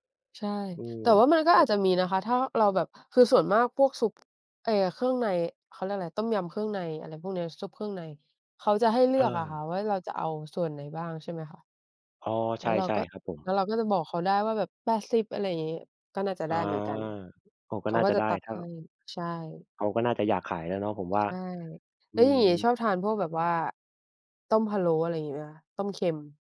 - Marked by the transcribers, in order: tapping
- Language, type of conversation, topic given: Thai, unstructured, คุณชอบอาหารไทยจานไหนมากที่สุด?